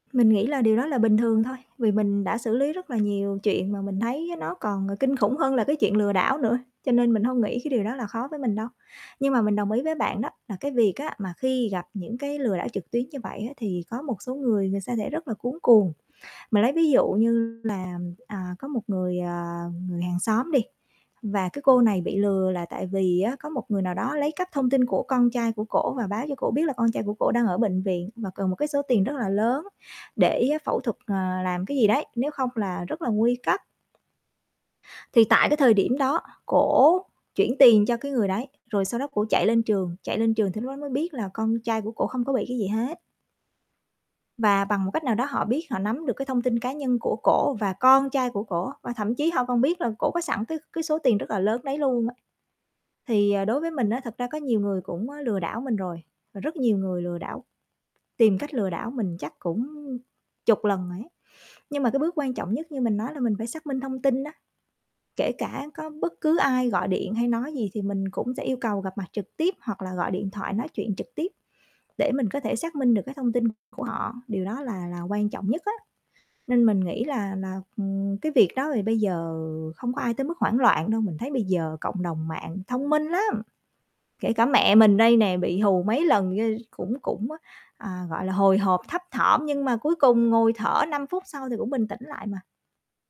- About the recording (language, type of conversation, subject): Vietnamese, podcast, Bạn đã từng xử lý một vụ lừa đảo trực tuyến như thế nào?
- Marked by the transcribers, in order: static; other background noise; tapping; distorted speech